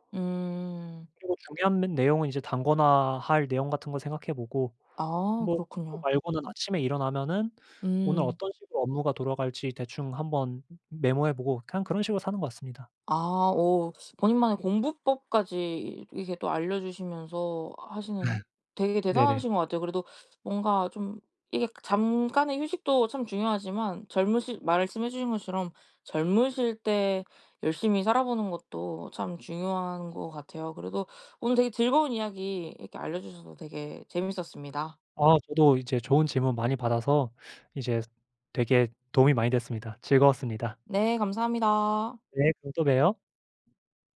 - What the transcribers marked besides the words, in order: other background noise; laugh
- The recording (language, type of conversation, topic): Korean, podcast, 공부 동기를 어떻게 찾으셨나요?